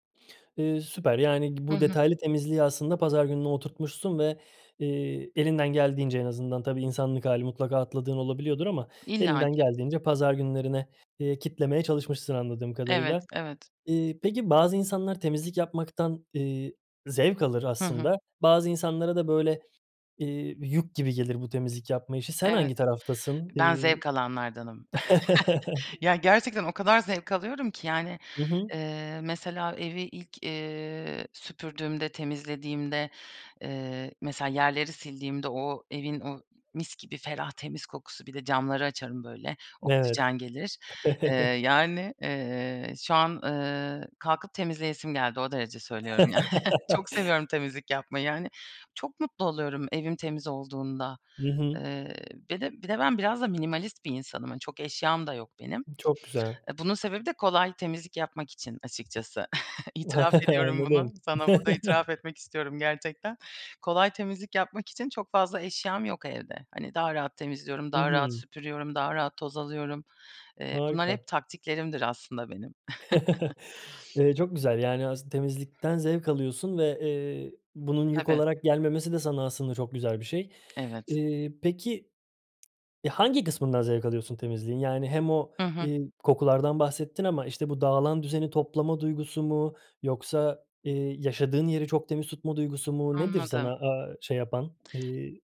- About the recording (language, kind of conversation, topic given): Turkish, podcast, Haftalık temizlik planını nasıl oluşturuyorsun?
- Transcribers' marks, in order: laugh; chuckle; chuckle; laughing while speaking: "yani"; laugh; other background noise; chuckle; chuckle; chuckle